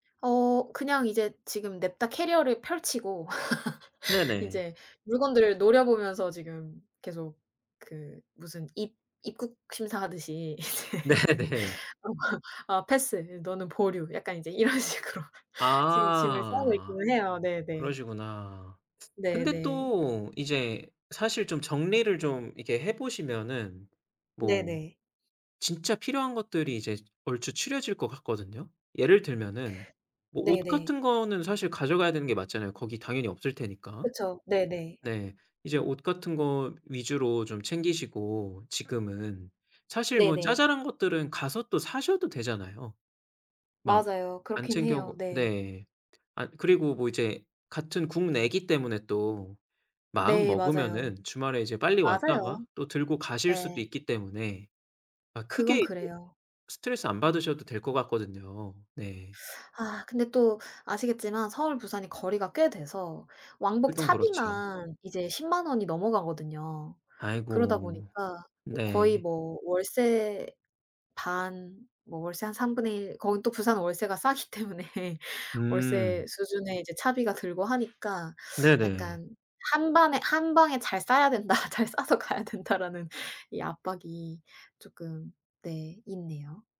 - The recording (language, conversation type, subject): Korean, advice, 이사 후 집을 정리하면서 무엇을 버릴지 어떻게 결정하면 좋을까요?
- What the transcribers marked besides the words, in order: laugh; laughing while speaking: "이제 어 아"; laughing while speaking: "네 네"; laughing while speaking: "이런 식으로"; other background noise; laughing while speaking: "싸기 때문에"; laughing while speaking: "된다. 잘 싸서 가야 된다.'라는"